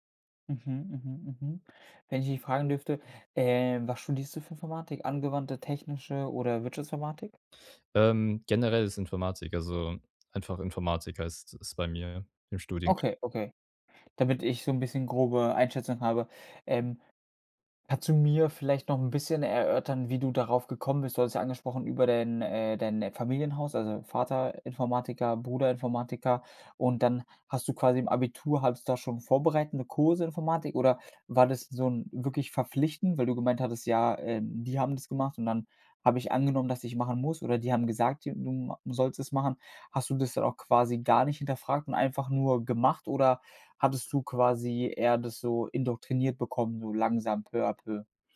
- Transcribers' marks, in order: none
- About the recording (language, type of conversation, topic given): German, advice, Wie überwinde ich Zweifel und bleibe nach einer Entscheidung dabei?